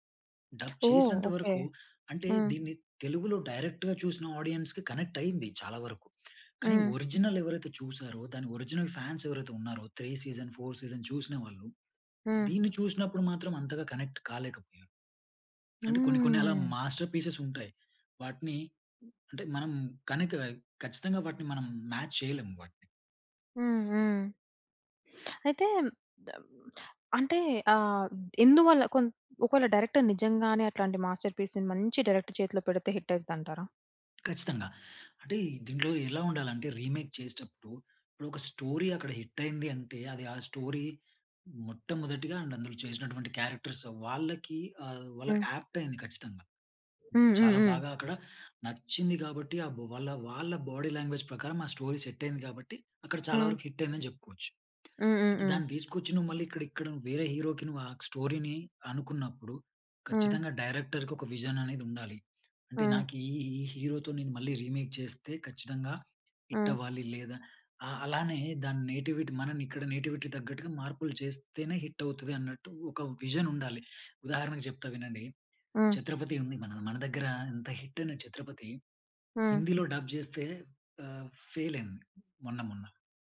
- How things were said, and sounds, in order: in English: "డబ్"; tapping; in English: "డైరెక్ట్‌గా"; in English: "ఆడియన్స్‌కి కనెక్ట్"; in English: "ఒరిజినల్"; in English: "ఒరిజినల్ ఫాన్స్"; in English: "త్రీ సీజన్, ఫోర్ సీజన్"; in English: "కనెక్ట్"; in English: "మాస్టర్ పీసెస్"; in English: "మాచ్"; other background noise; other noise; in English: "డైరెక్టర్"; in English: "మాస్టర్ పీస్‌ని"; in English: "డైరెక్టర్"; in English: "హిట్"; in English: "రీమేక్"; in English: "స్టోరీ"; in English: "హిట్"; in English: "స్టోరీ"; in English: "అండ్"; in English: "క్యారెక్టర్స్"; in English: "ఏప్ట్"; in English: "బాడీ లాంగ్వేజ్"; in English: "స్టోరీ సెట్"; in English: "హిట్"; in English: "హీరోకి"; in English: "స్టోరీని"; in English: "డైరెక్టర్‌కు"; in English: "విజన్"; in English: "హీరోతో"; in English: "రీమేక్"; in English: "హిట్"; in English: "నేటివిటీ"; in English: "నేటివిటీ"; in English: "హిట్"; in English: "విజన్"; in English: "హిట్"; in English: "డబ్"; in English: "ఫెయిల్"
- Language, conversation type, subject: Telugu, podcast, రిమేక్‌లు, ఒరిజినల్‌ల గురించి మీ ప్రధాన అభిప్రాయం ఏమిటి?